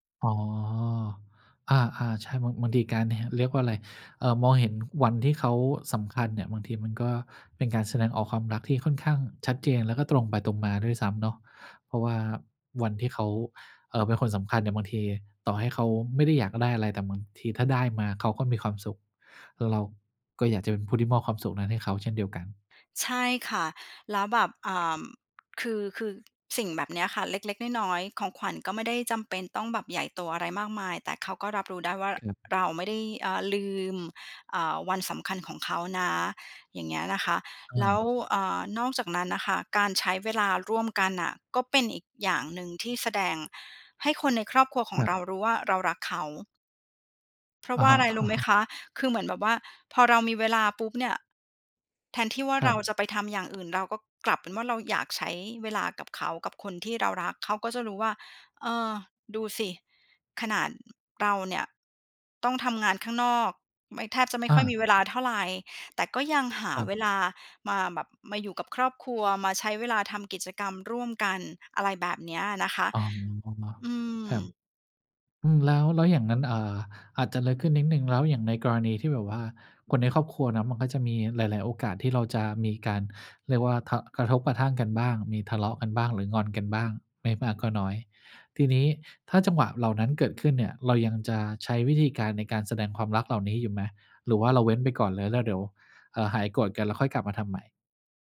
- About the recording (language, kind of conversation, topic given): Thai, podcast, คุณกับคนในบ้านมักแสดงความรักกันแบบไหน?
- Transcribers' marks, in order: "บางที" said as "มังที"; tapping; other background noise